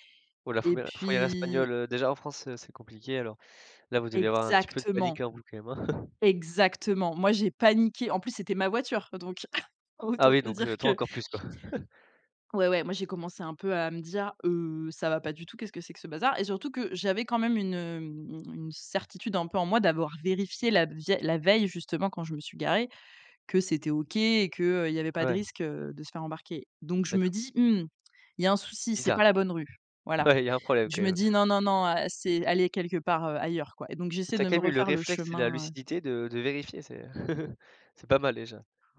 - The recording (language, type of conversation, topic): French, podcast, Te souviens-tu d’un voyage qui t’a vraiment marqué ?
- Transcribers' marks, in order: stressed: "exactement"; chuckle; stressed: "Exactement"; chuckle; chuckle; laughing while speaking: "Ouais"; chuckle